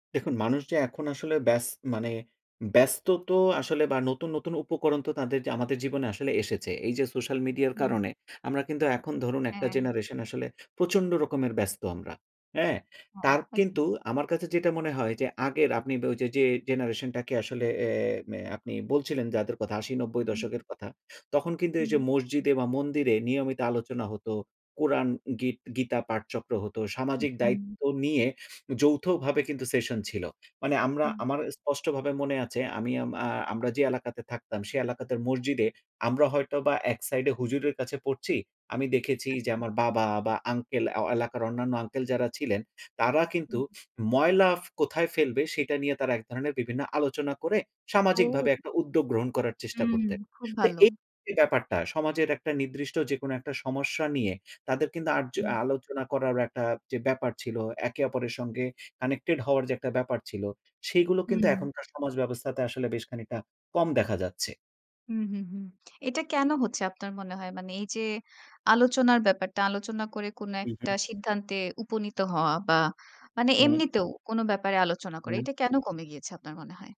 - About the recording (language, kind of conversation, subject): Bengali, podcast, একাকীত্ব কমাতে কমিউনিটি কী করতে পারে বলে মনে হয়?
- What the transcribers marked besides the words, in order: in English: "generation"; in English: "generation"; "এলাকার" said as "এলাকাতের"; "হয়তো" said as "হয়টোবা"; in English: "connected"